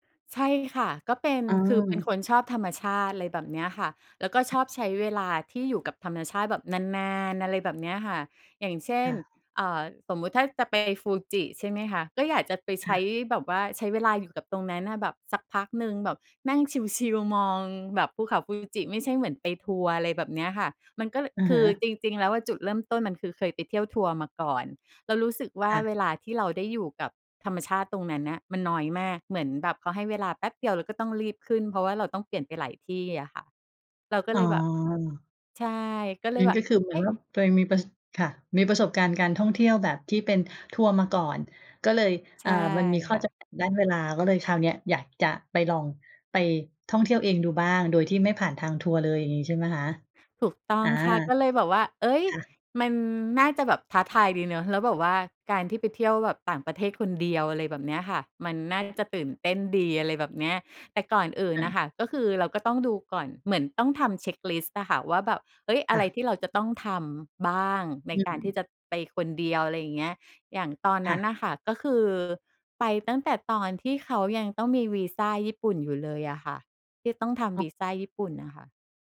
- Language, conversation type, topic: Thai, podcast, คุณควรเริ่มวางแผนทริปเที่ยวคนเดียวยังไงก่อนออกเดินทางจริง?
- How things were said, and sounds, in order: other background noise; other noise